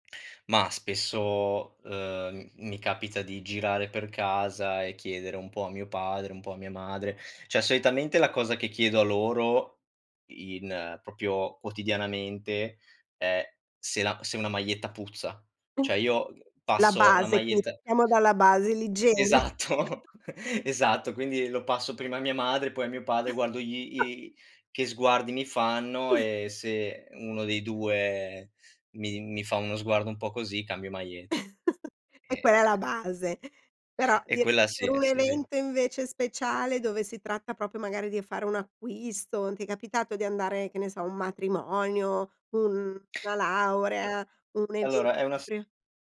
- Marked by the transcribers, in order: "cioè" said as "ceh"; "solitamente" said as "soitamente"; other background noise; "proprio" said as "propio"; exhale; tapping; laughing while speaking: "Esatto"; chuckle; giggle; chuckle; chuckle; "proprio" said as "propio"; "una" said as "na"; background speech
- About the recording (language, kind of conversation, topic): Italian, podcast, Come descriveresti il tuo stile personale?